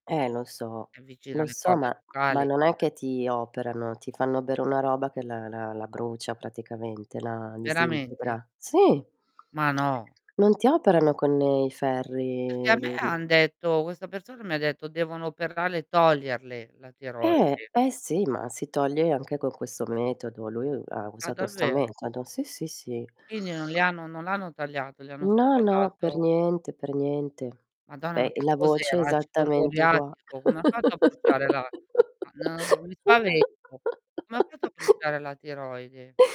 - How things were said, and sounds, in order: other background noise; distorted speech; tapping; laugh
- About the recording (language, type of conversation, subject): Italian, unstructured, Qual è l’importanza della varietà nella nostra dieta quotidiana?